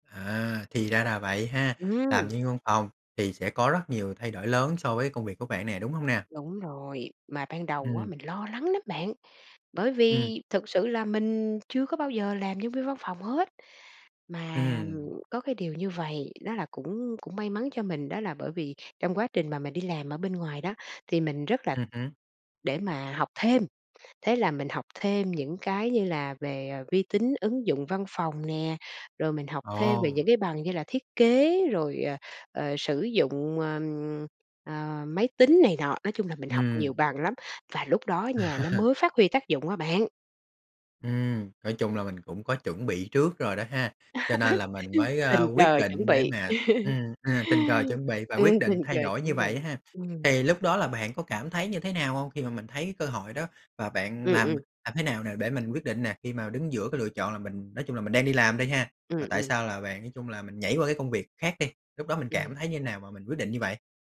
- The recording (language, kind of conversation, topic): Vietnamese, podcast, Bạn đã bao giờ gặp một cơ hội nhỏ nhưng lại tạo ra thay đổi lớn trong cuộc đời mình chưa?
- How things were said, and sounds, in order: tapping; drawn out: "ờm"; chuckle; laugh; laugh